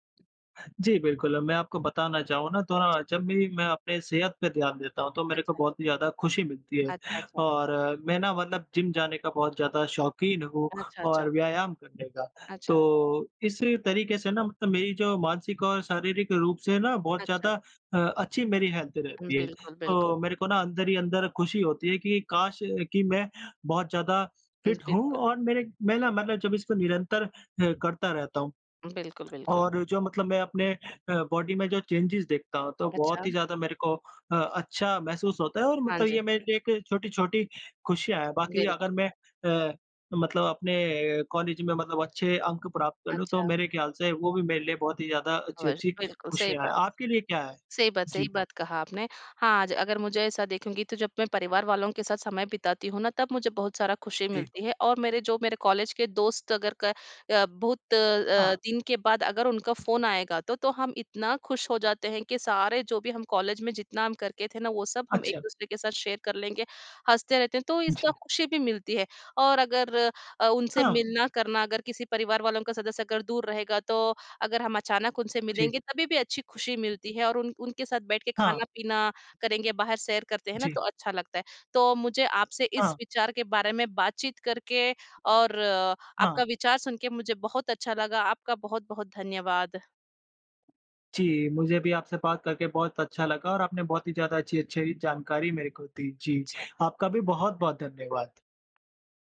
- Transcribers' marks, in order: in English: "हेल्थ"; in English: "फिट"; in English: "बॉडी"; in English: "चेंजेज"
- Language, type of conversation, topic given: Hindi, unstructured, आपकी ज़िंदगी में कौन-सी छोटी-छोटी बातें आपको खुशी देती हैं?